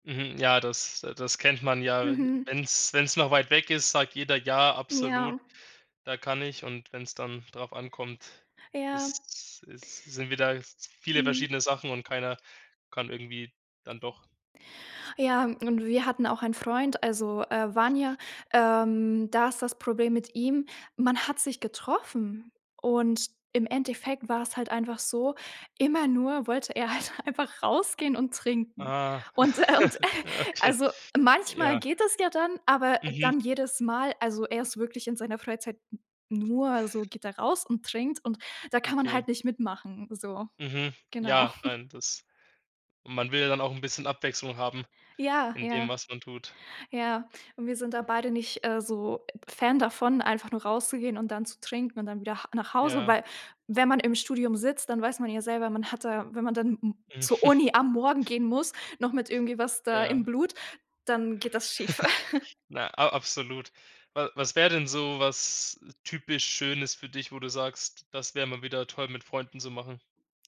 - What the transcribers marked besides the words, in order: other background noise; laughing while speaking: "halt einfach"; laughing while speaking: "äh und, äh"; chuckle; chuckle; laughing while speaking: "Mhm"; chuckle
- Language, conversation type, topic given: German, podcast, Wie gehst du mit Einsamkeit um?